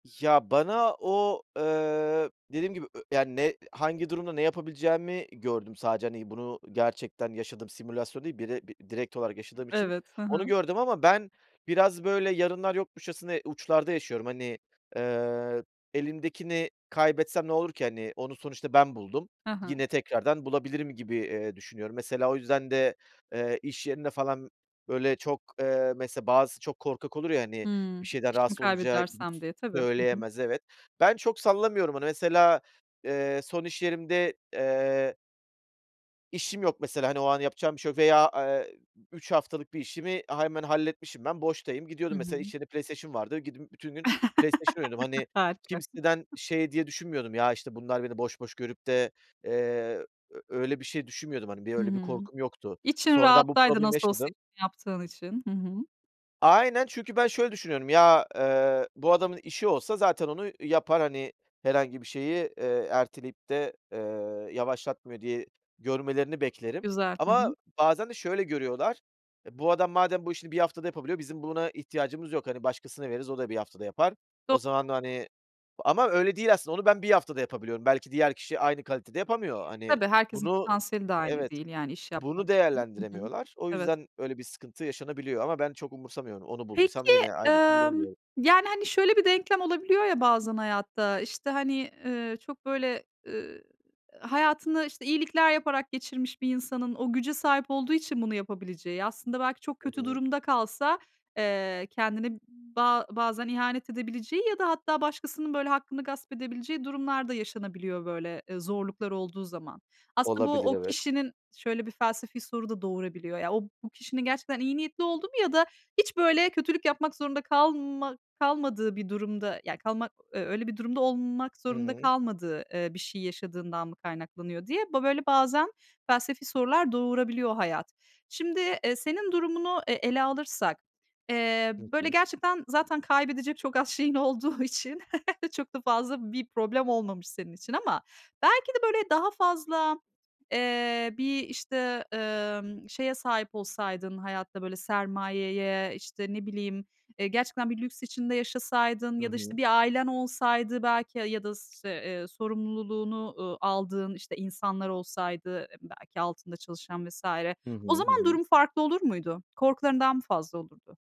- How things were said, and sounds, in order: laugh; chuckle; laughing while speaking: "olduğu için"; chuckle
- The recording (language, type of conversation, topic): Turkish, podcast, Tam umudunu kaybettiğin anda başına iyi bir şey geldi mi?